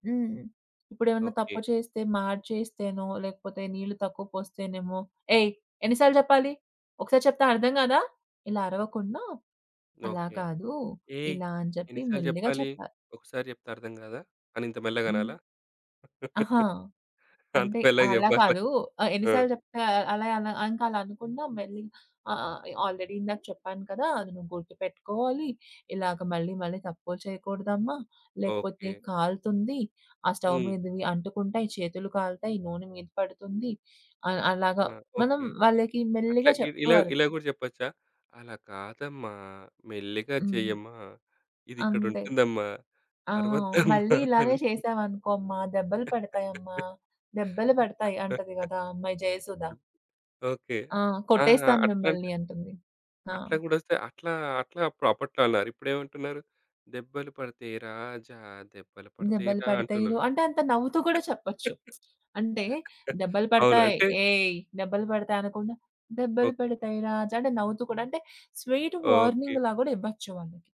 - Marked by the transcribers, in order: put-on voice: "ఏయ్! ఎన్ని సార్లు జెప్పాలి? ఒకసారి చెప్తే అర్థం గాదా?"; laugh; laughing while speaking: "అంత మెల్లగ జెప్పాలా?"; in English: "ఆల్రెడీ"; in English: "స్టవ్"; laughing while speaking: "అరవద్దమ్మా"; laugh; singing: "దెబ్బలు పడతాయి రాజా, దెబ్బలు పడతయిరా"; lip smack; laugh; singing: "దెబ్బలు పడతాయి రాజ్"; in English: "వార్నింగ్‌లా"
- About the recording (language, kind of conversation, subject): Telugu, podcast, కుటుంబంలో కొత్తగా చేరిన వ్యక్తికి మీరు వంట ఎలా నేర్పిస్తారు?